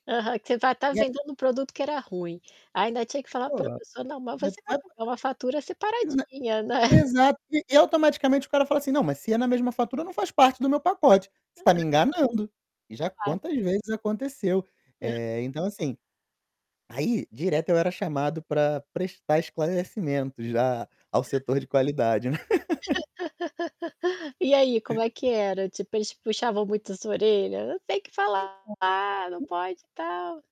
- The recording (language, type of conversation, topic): Portuguese, podcast, Quais habilidades você achou mais transferíveis ao mudar de carreira?
- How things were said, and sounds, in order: static; tapping; unintelligible speech; unintelligible speech; chuckle; other background noise; distorted speech; unintelligible speech; laugh